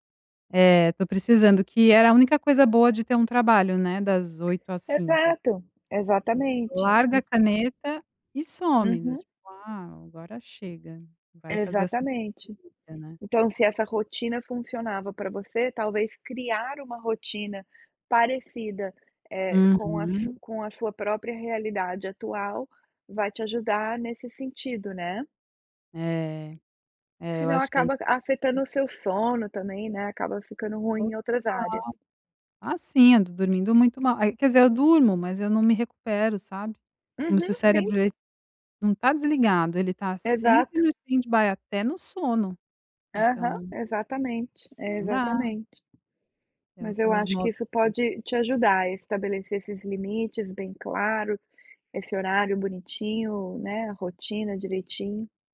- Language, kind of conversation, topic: Portuguese, advice, Como descrever a exaustão crônica e a dificuldade de desconectar do trabalho?
- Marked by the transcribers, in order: tapping; unintelligible speech; unintelligible speech; other background noise; in English: "standby"; unintelligible speech